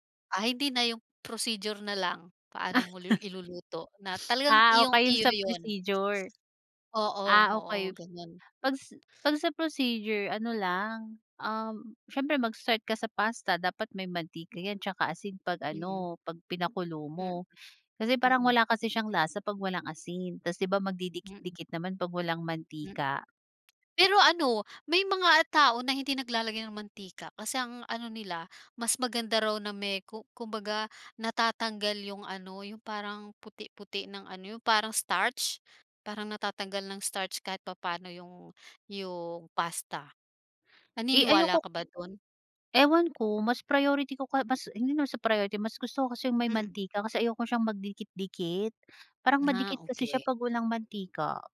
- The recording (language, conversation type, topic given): Filipino, podcast, Ano ang paborito mong pampaginhawang pagkain, at bakit?
- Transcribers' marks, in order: laugh; sniff; tapping